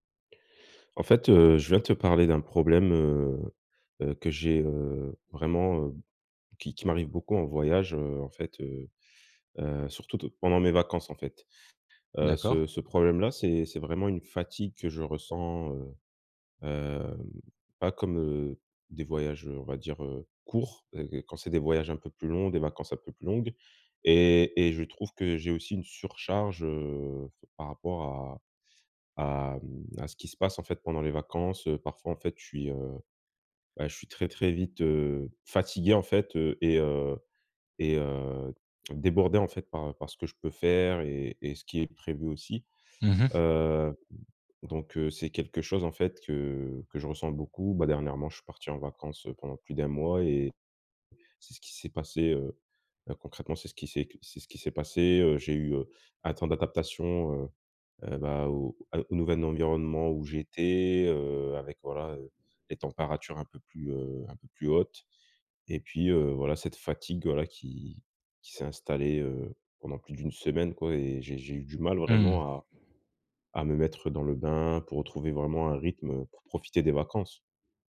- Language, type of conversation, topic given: French, advice, Comment gérer la fatigue et la surcharge pendant les vacances sans rater les fêtes ?
- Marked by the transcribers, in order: "environnement" said as "nenvionnement"